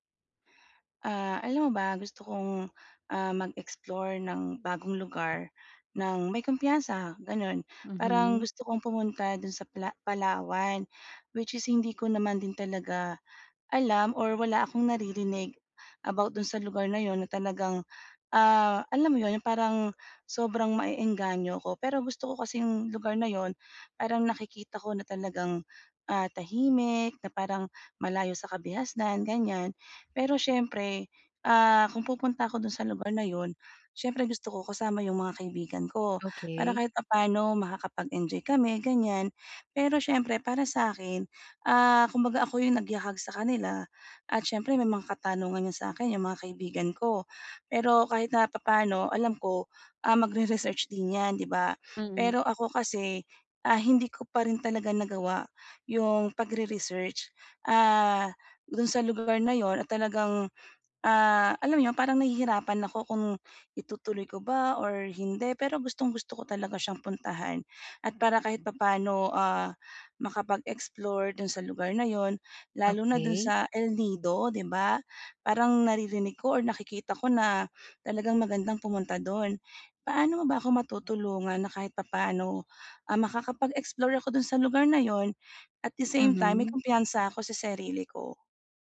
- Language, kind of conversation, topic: Filipino, advice, Paano ako makakapag-explore ng bagong lugar nang may kumpiyansa?
- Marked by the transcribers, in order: tapping; other noise; in English: "at the same time"